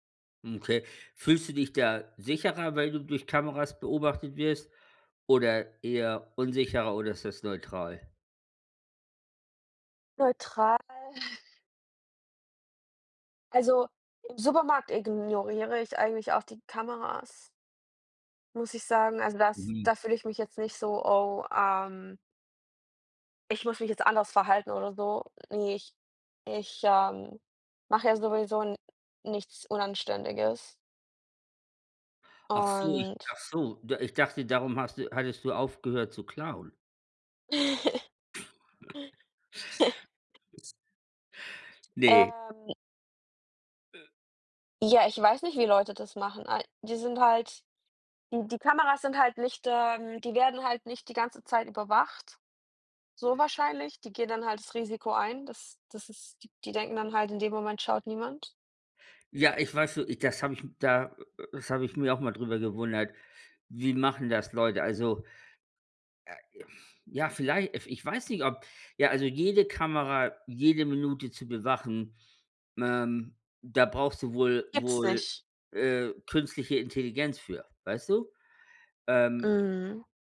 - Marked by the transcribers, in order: chuckle; giggle; chuckle; other background noise; other noise
- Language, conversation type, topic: German, unstructured, Wie stehst du zur technischen Überwachung?